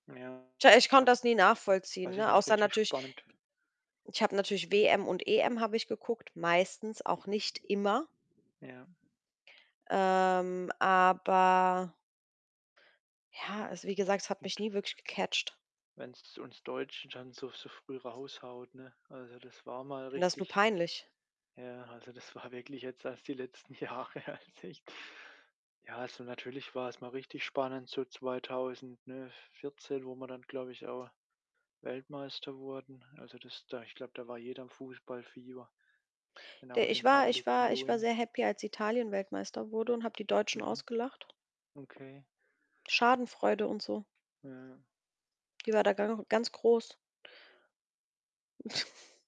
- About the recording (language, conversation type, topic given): German, unstructured, Welche Sportart findest du am spannendsten?
- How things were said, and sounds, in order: static; distorted speech; other background noise; drawn out: "Ähm, aber"; in English: "gecatcht"; laughing while speaking: "wirklich"; laughing while speaking: "Jahre, als ich"; snort